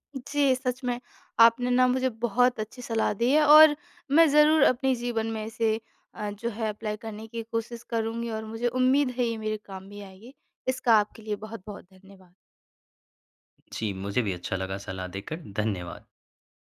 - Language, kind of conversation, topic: Hindi, advice, आप नौकरी, परिवार और रचनात्मक अभ्यास के बीच संतुलन कैसे बना सकते हैं?
- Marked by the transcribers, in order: in English: "अप्लाई"